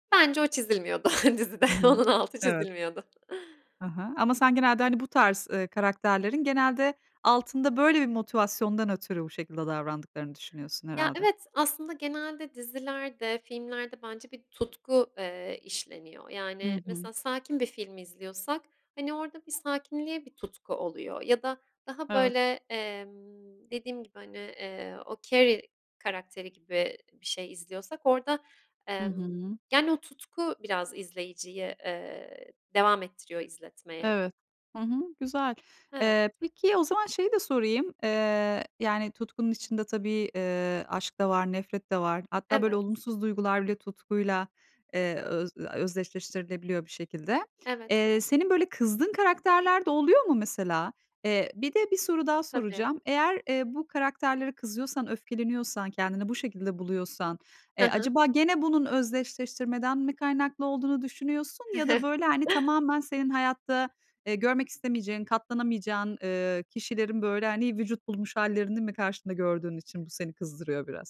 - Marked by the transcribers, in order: chuckle; laughing while speaking: "dizide, onun altı çizilmiyordu"; chuckle
- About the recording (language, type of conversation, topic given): Turkish, podcast, Hangi dizi karakteriyle özdeşleşiyorsun, neden?